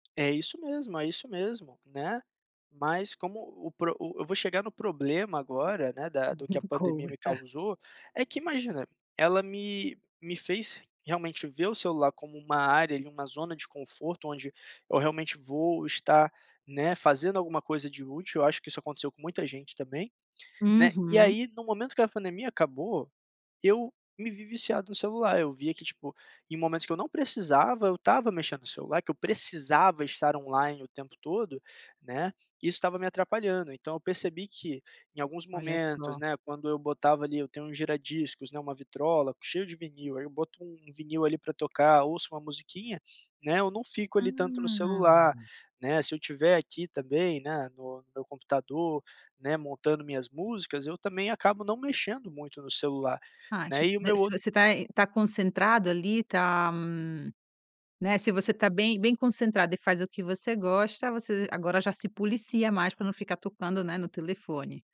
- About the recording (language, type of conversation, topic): Portuguese, podcast, Que hobby te ajuda a desconectar do celular?
- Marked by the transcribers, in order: tapping; laughing while speaking: "Me conta"